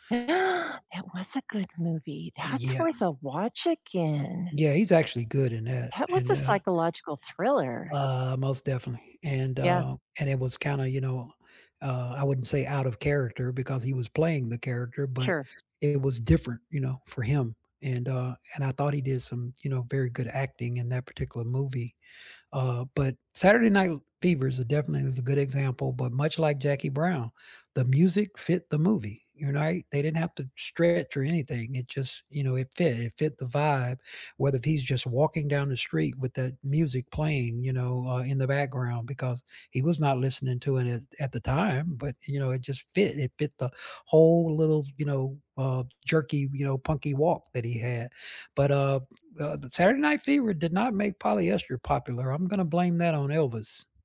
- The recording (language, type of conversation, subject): English, unstructured, Which movie soundtracks have elevated movies for you?
- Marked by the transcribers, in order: other background noise; gasp